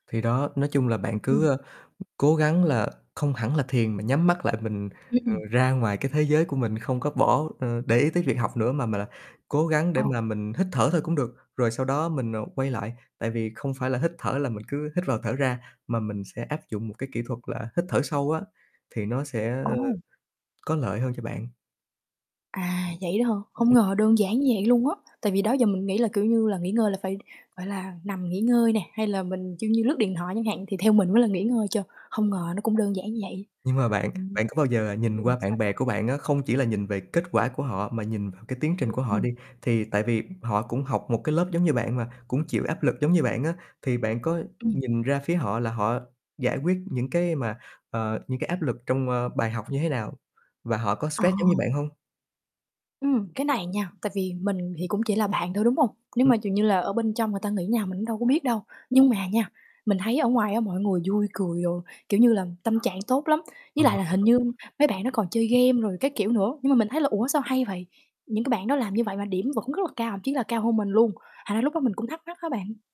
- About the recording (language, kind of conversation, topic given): Vietnamese, advice, Vì sao bạn cảm thấy có lỗi khi dành thời gian nghỉ ngơi cho bản thân?
- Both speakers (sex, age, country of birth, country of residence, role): female, 20-24, Vietnam, Vietnam, user; male, 25-29, Vietnam, Vietnam, advisor
- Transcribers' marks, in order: distorted speech; other background noise; static; tapping; unintelligible speech